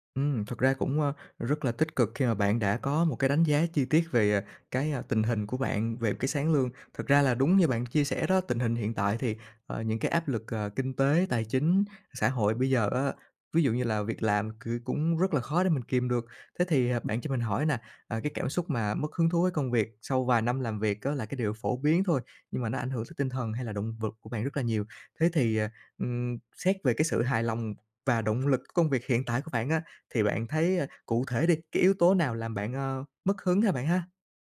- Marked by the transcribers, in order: tapping
- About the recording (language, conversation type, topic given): Vietnamese, advice, Mình muốn nghỉ việc nhưng lo lắng về tài chính và tương lai, mình nên làm gì?